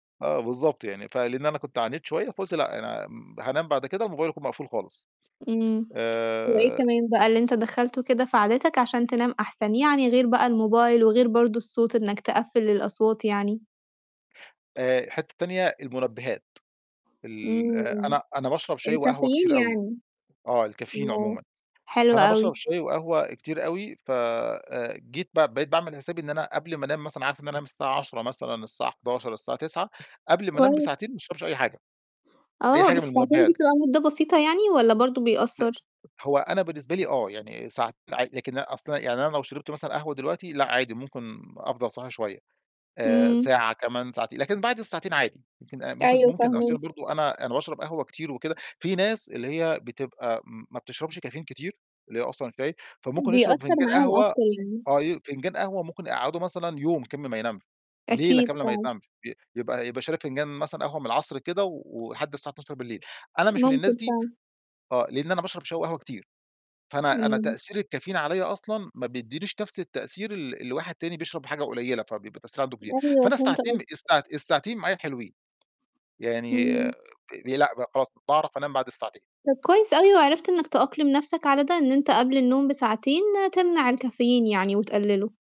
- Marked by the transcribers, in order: tapping; other background noise; unintelligible speech
- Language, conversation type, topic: Arabic, podcast, إيه العادات اللي بتخلي نومك أحسن؟